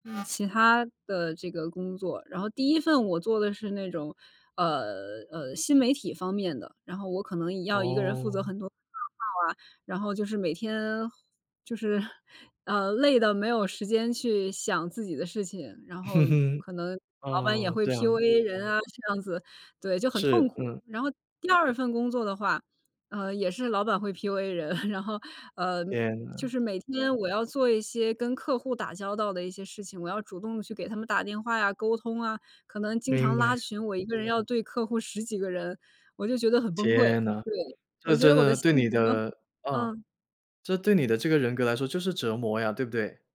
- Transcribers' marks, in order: other background noise; unintelligible speech; chuckle; other noise; chuckle
- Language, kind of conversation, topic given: Chinese, podcast, 是什么让你觉得这份工作很像真正的你？